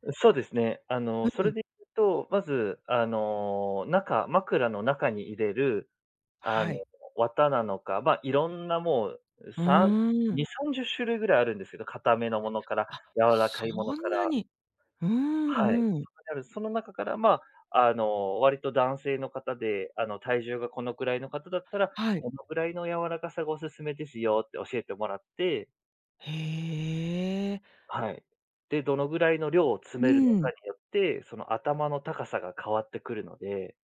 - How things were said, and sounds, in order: tapping
- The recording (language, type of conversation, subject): Japanese, podcast, 睡眠の質を上げるために、普段どんな工夫をしていますか？